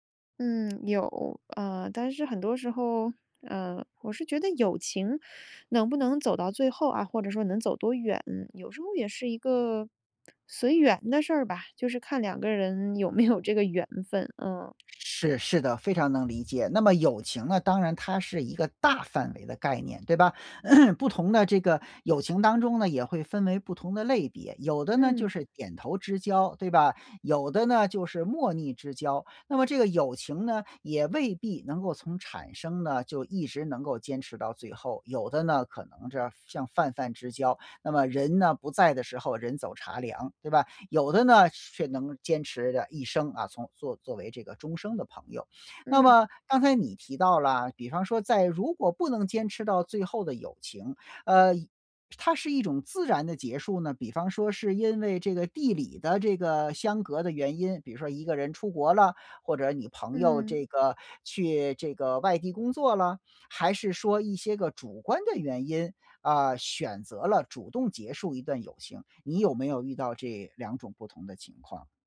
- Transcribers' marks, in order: other background noise; laughing while speaking: "没有"; stressed: "大"; throat clearing
- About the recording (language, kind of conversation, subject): Chinese, podcast, 什么时候你会选择结束一段友情？